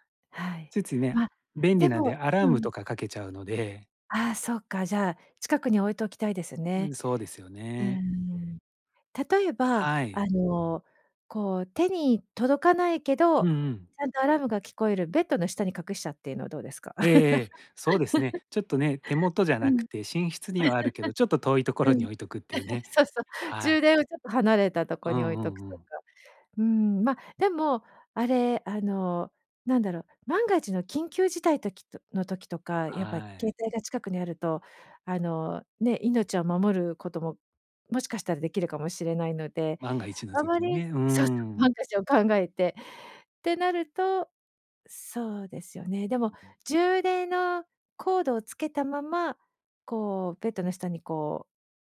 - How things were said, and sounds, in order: laugh; laughing while speaking: "そう そう"; other background noise
- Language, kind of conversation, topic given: Japanese, advice, 夜更かしの習慣を改善するには、まず何から始めればよいですか？